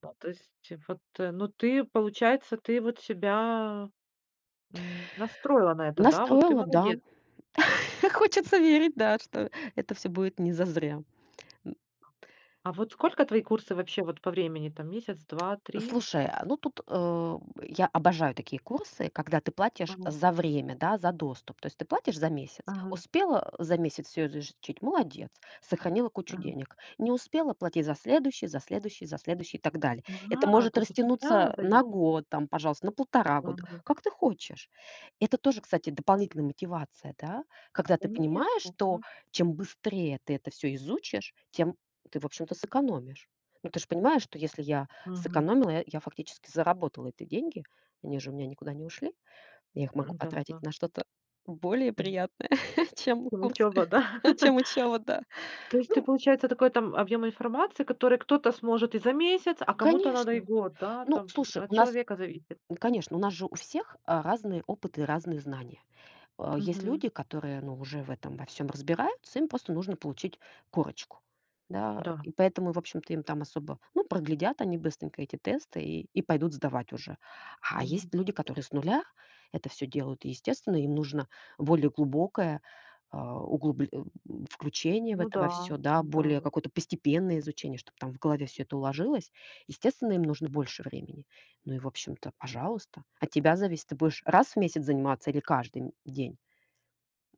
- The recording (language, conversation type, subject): Russian, podcast, Как справляться с прокрастинацией при учёбе?
- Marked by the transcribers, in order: laugh; other background noise; tapping; other noise; chuckle; laughing while speaking: "чем курсы"; laugh